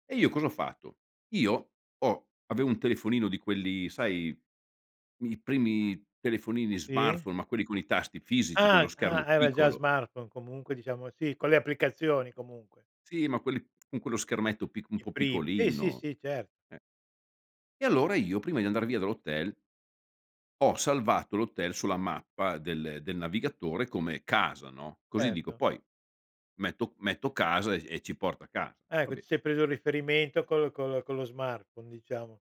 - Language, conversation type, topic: Italian, podcast, Raccontami di una volta in cui ti sei perso durante un viaggio: com’è andata?
- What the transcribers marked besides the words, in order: tapping